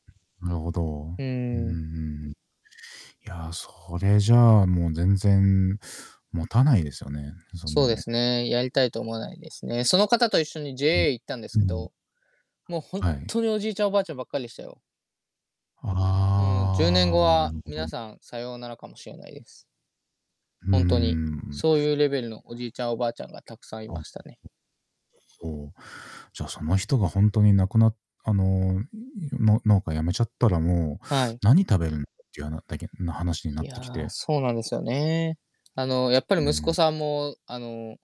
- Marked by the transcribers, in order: distorted speech; drawn out: "ああ"
- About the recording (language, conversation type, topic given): Japanese, unstructured, 若い人の政治参加について、どう思いますか？